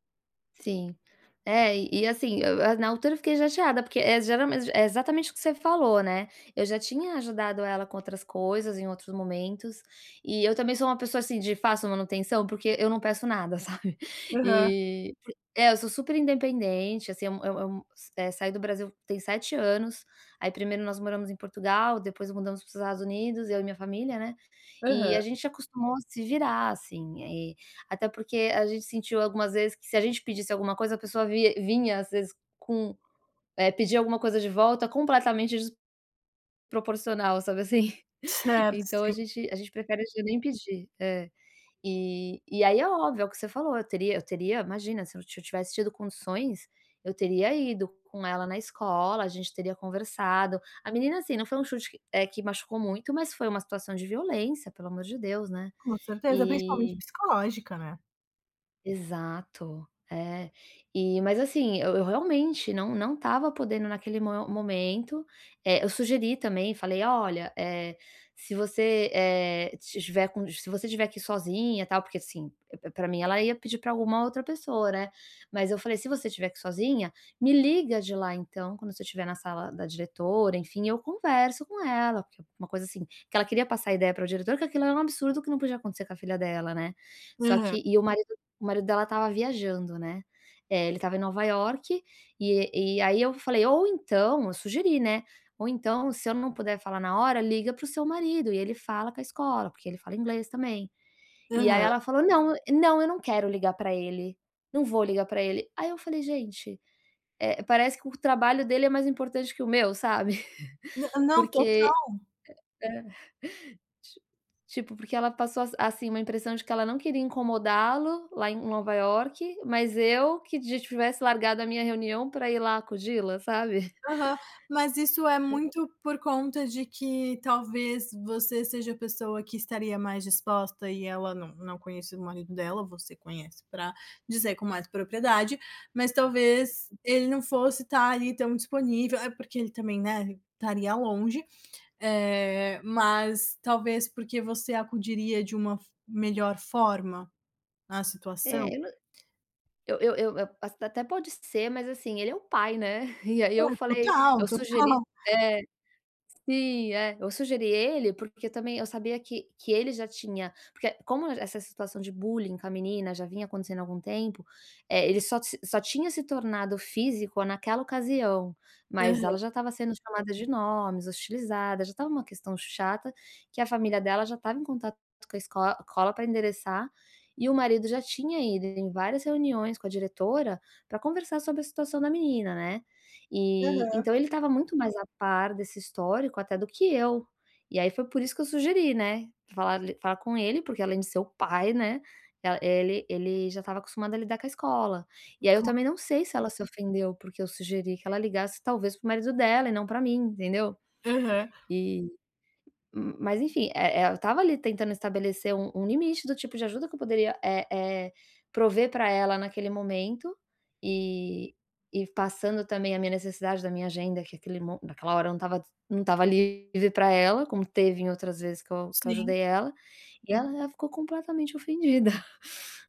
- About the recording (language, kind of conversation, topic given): Portuguese, advice, Como posso estabelecer limites sem magoar um amigo que está passando por dificuldades?
- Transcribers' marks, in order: laughing while speaking: "sabe"; other background noise; tapping; chuckle; chuckle; unintelligible speech; chuckle